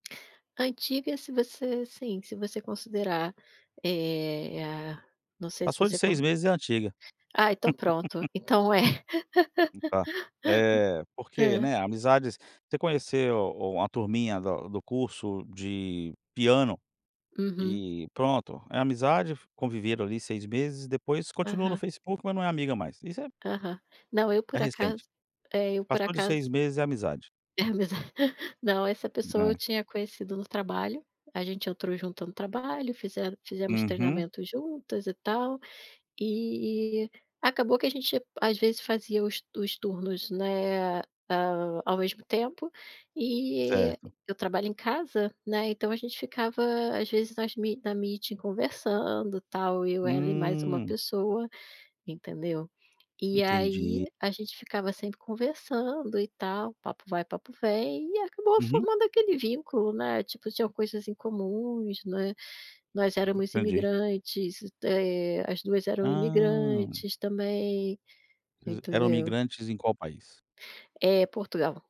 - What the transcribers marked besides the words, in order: tapping; laugh; laugh; laugh; in English: "meeting"
- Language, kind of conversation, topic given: Portuguese, podcast, Qual foi o erro que você cometeu e que mais te ensinou?